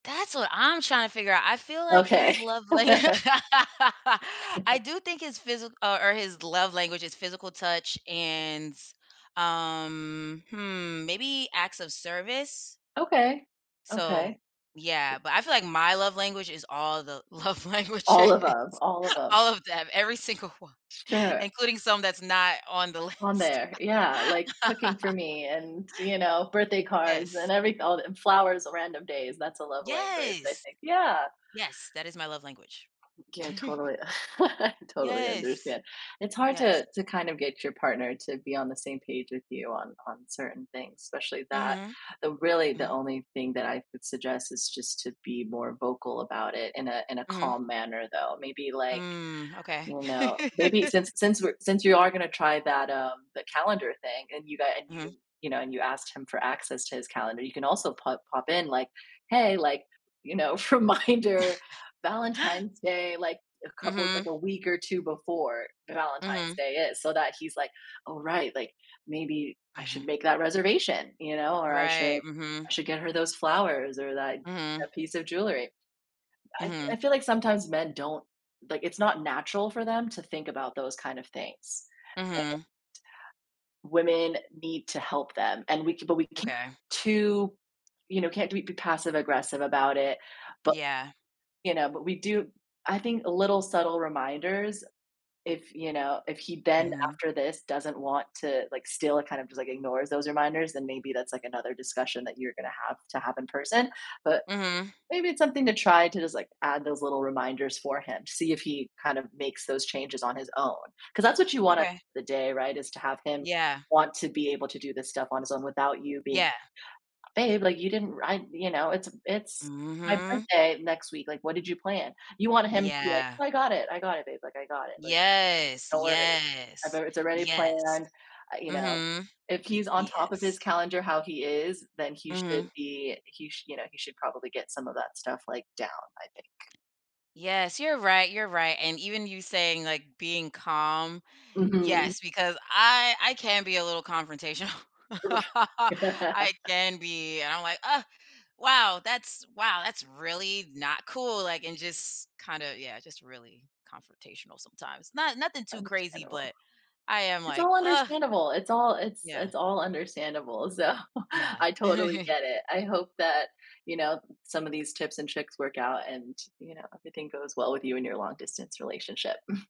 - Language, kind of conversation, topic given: English, advice, How can I communicate my need for appreciation to my partner?
- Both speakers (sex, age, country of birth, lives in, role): female, 35-39, United States, United States, advisor; female, 35-39, United States, United States, user
- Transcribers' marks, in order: chuckle; laughing while speaking: "la"; laugh; drawn out: "um"; tapping; laughing while speaking: "All"; laughing while speaking: "love languages"; laughing while speaking: "single one"; laughing while speaking: "list"; laugh; stressed: "Yes"; other background noise; chuckle; laugh; laugh; laughing while speaking: "reminder"; laugh; drawn out: "Mhm"; laughing while speaking: "confrontational"; laugh; laughing while speaking: "Ri"; laugh; laughing while speaking: "so"; chuckle; chuckle